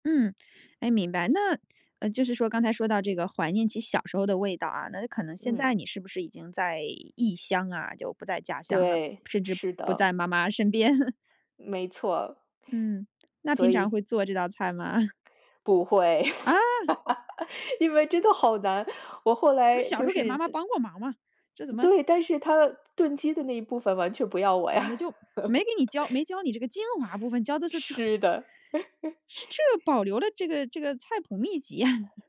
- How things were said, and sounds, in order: laughing while speaking: "身边"; chuckle; laugh; laugh; other background noise; laugh; laughing while speaking: "秘籍呀！"
- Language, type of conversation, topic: Chinese, podcast, 你小时候最怀念哪一道家常菜？